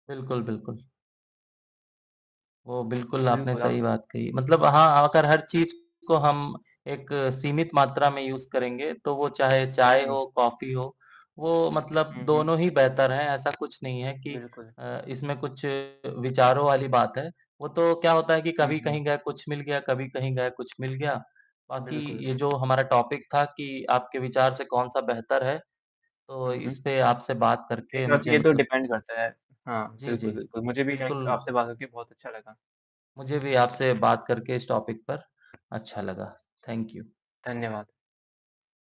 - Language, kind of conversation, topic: Hindi, unstructured, आपके विचार में चाय पीना बेहतर है या कॉफी पीना?
- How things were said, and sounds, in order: static; distorted speech; in English: "यूज़"; tapping; in English: "टॉपिक"; in English: "डिपेंड"; in English: "लाइक"; in English: "टॉपिक"; in English: "थैंक यू"